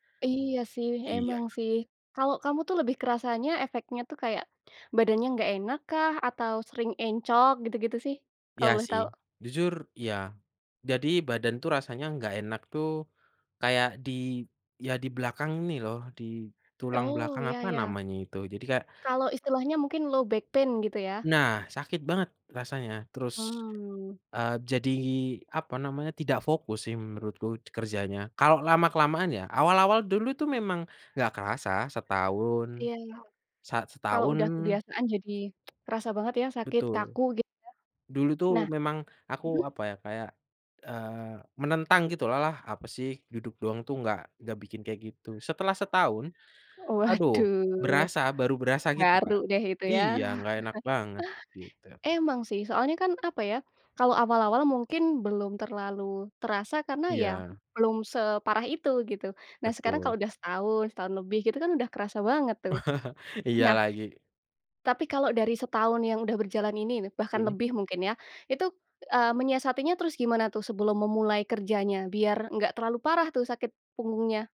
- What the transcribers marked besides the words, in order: other background noise; in English: "low back pain"; chuckle; chuckle
- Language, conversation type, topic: Indonesian, podcast, Bagaimana cara Anda tetap aktif meski bekerja sambil duduk seharian?